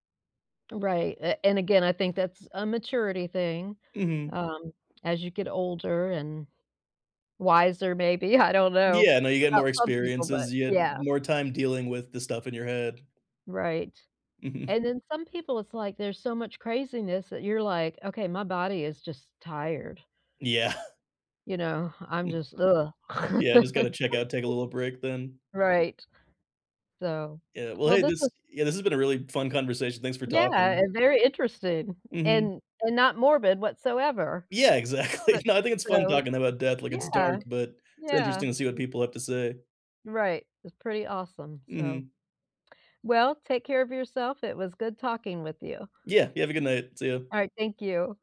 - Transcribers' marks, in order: laughing while speaking: "I"; chuckle; laugh; tapping; laughing while speaking: "exactly"; background speech
- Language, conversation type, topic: English, unstructured, How can talking about death help us live better?
- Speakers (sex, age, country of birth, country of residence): female, 60-64, United States, United States; male, 30-34, India, United States